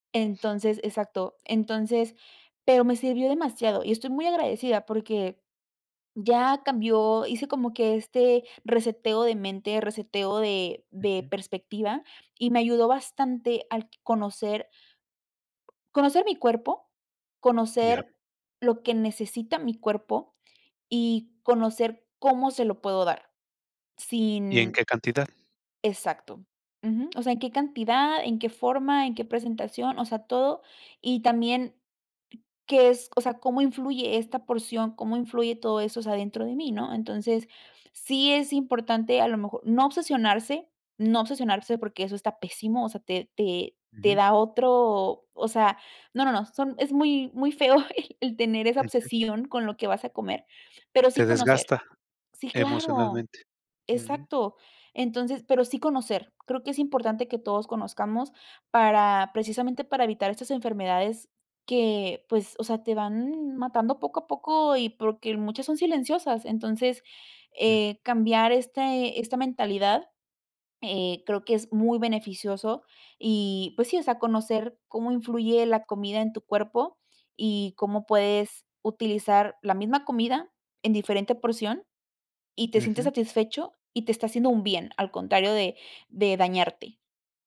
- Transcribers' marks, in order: laughing while speaking: "muy feo el tener"
- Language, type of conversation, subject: Spanish, podcast, ¿Qué papel juega la cocina casera en tu bienestar?